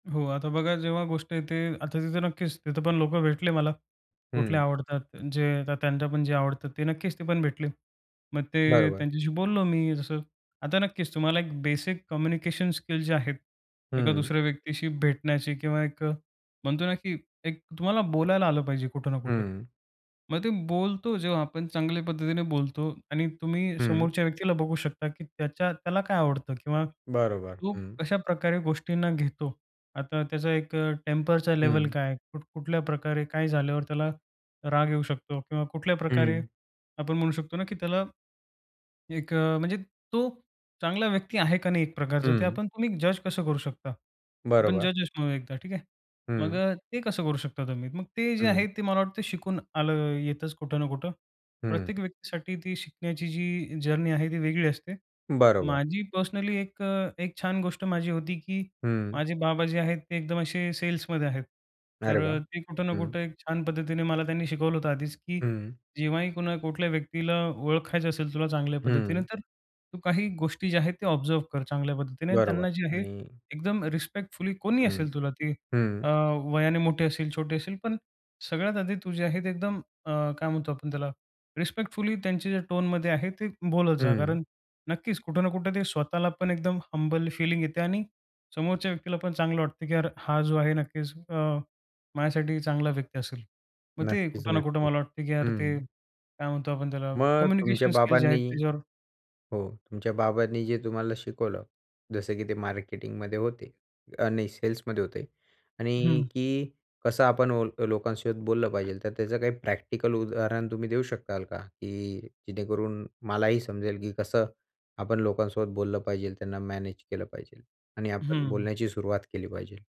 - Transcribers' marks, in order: tapping; in English: "जर्नी"; other background noise; in English: "ऑब्झर्व"; in English: "रिस्पेक्टफुली"; in English: "रिस्पेक्टफुली"; throat clearing; "पाहिजे?" said as "पाहिजेल"; "पाहिजे" said as "पाहिजेल"; "पाहिजे" said as "पाहिजेल"
- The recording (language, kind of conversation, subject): Marathi, podcast, समान आवडी असलेले लोक कुठे आणि कसे शोधायचे?